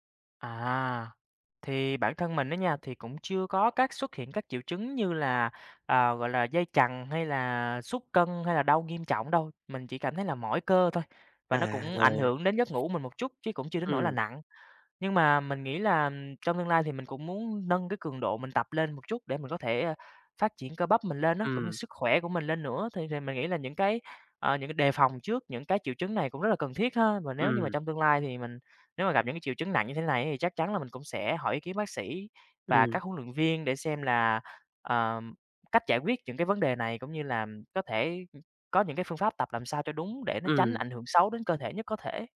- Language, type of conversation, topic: Vietnamese, advice, Vì sao tôi không hồi phục sau những buổi tập nặng và tôi nên làm gì?
- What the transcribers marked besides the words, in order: tapping; other background noise